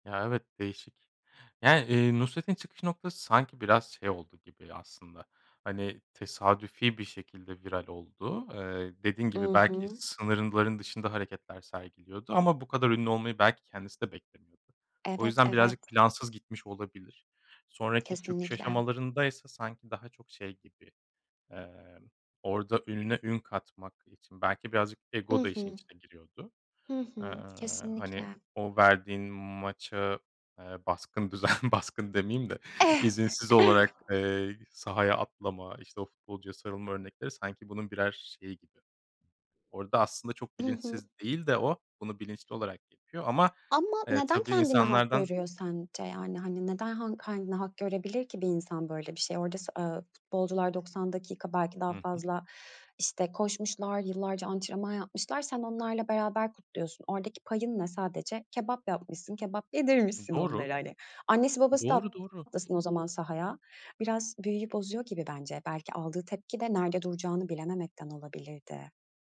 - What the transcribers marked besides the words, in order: other background noise; laughing while speaking: "baskın düzen"; chuckle
- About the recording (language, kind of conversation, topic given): Turkish, podcast, Viral olmak şans işi mi, yoksa stratejiyle planlanabilir mi?